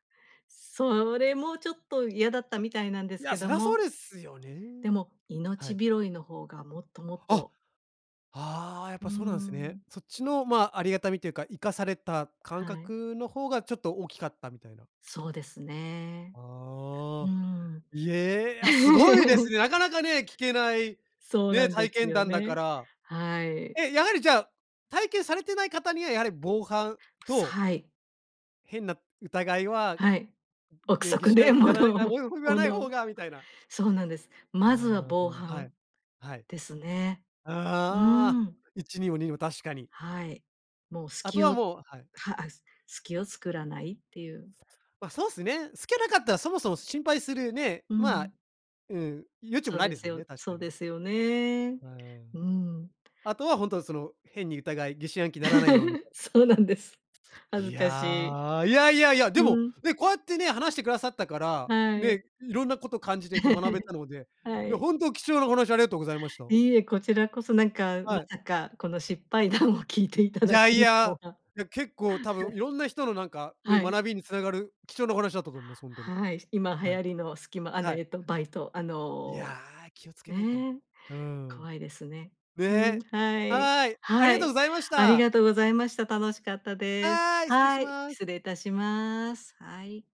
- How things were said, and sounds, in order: tapping; other background noise; chuckle; laughing while speaking: "憶測で物を"; chuckle; chuckle; laughing while speaking: "失敗談をきいていただけるとは"; chuckle
- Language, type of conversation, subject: Japanese, podcast, どうやって失敗を乗り越えましたか？